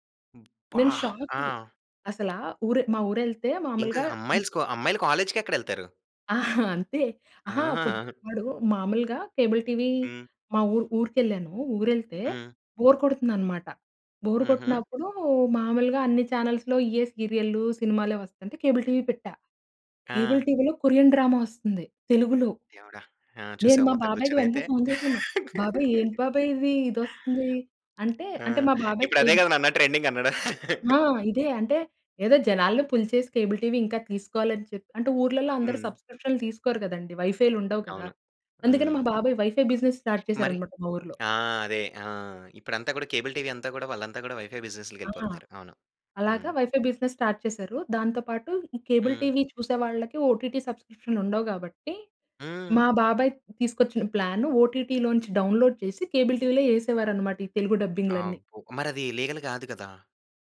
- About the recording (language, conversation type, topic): Telugu, podcast, స్ట్రీమింగ్ సేవలు కేబుల్ టీవీకన్నా మీకు బాగా నచ్చేవి ఏవి, ఎందుకు?
- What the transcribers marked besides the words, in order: other background noise; other noise; in English: "కాలేజ్‌కి"; chuckle; in English: "కేబుల్ టీవీ"; in English: "బోర్"; in English: "బోర్"; in English: "కేబుల్ టీవీ"; in English: "కేబుల్ టీవీలో కొరియన్ డ్రామా"; laugh; tapping; in English: "ట్రెండింగ్"; laugh; in English: "పుల్"; in English: "కేబుల్ టీవీ"; in English: "వైఫై బిజినెస్ స్టార్ట్"; in English: "కేబుల్ టీవీ"; in English: "వైఫై"; in English: "వైఫై బిజినెస్ స్టార్ట్"; in English: "కేబుల్ టీవీ"; in English: "ఓటీటీ"; in English: "ప్లాన్ ఓటీటీలోంచి డౌన్లోడ్"; in English: "కేబుల్ టీవీలో"; in English: "లీగల్"